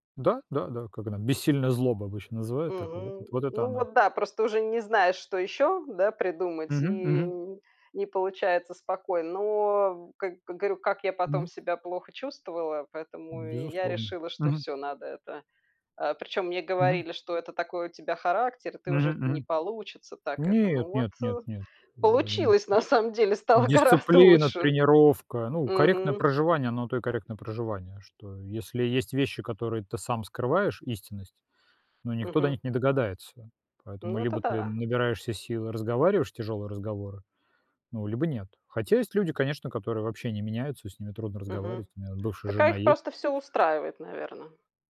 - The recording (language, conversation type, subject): Russian, unstructured, Что для тебя важнее — быть правым или сохранить отношения?
- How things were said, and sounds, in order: laughing while speaking: "стало гораздо"